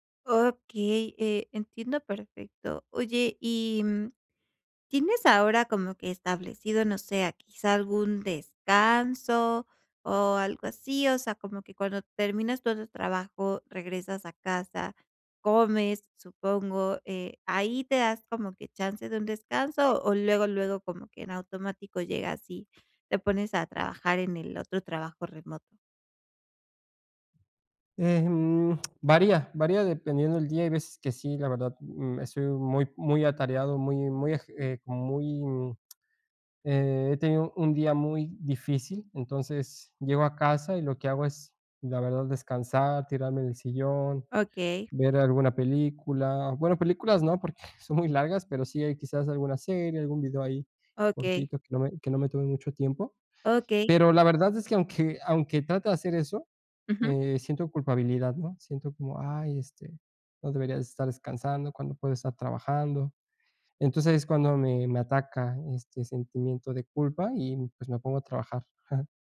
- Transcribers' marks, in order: tongue click; chuckle
- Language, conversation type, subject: Spanish, advice, ¿Cómo puedo equilibrar mejor mi trabajo y mi descanso diario?